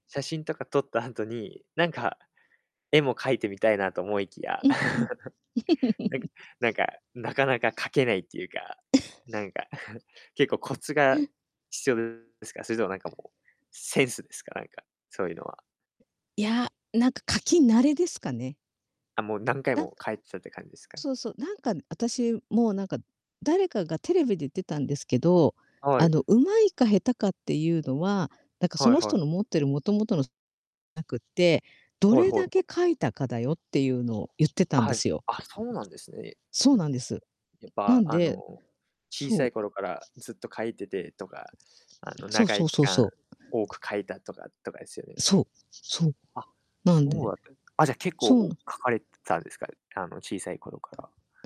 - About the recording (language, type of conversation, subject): Japanese, unstructured, 挑戦してみたい新しい趣味はありますか？
- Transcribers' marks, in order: laugh; chuckle; distorted speech; chuckle; unintelligible speech; unintelligible speech